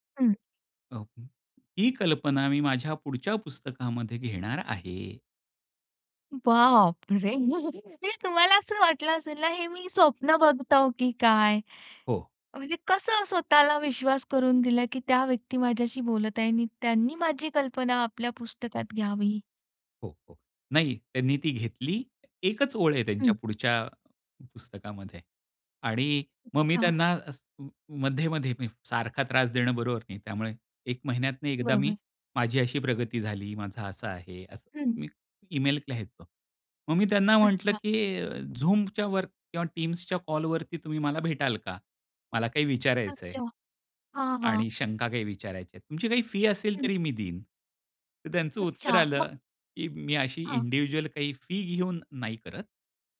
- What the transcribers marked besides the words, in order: laughing while speaking: "बाप रे!"; tapping; other noise; in English: "इंडिव्हिज्युअल"
- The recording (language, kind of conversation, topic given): Marathi, podcast, आपण मार्गदर्शकाशी नातं कसं निर्माण करता आणि त्याचा आपल्याला कसा फायदा होतो?